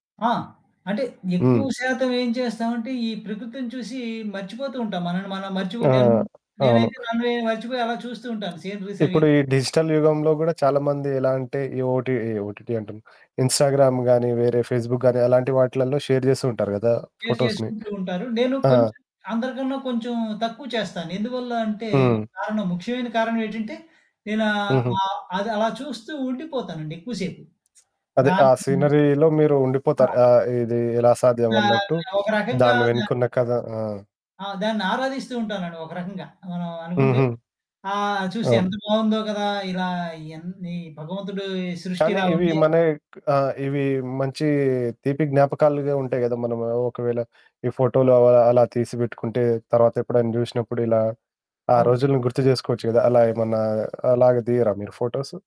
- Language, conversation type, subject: Telugu, podcast, అందమైన ప్రకృతి దృశ్యం కనిపించినప్పుడు మీరు ముందుగా ఫోటో తీస్తారా, లేక కేవలం ఆస్వాదిస్తారా?
- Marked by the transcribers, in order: other background noise; in English: "సీనరీస్"; in English: "డిజిటల్"; in English: "ఓటీ ఓటీటీ"; in English: "ఇన్‌స్టాగ్రామ్"; in English: "ఫేస్‌బుక్"; in English: "షేర్"; in English: "షేర్"; in English: "ఫోటోస్‌ని"; distorted speech; in English: "సీనరీలో"; sniff; static; in English: "ఫోటోస్"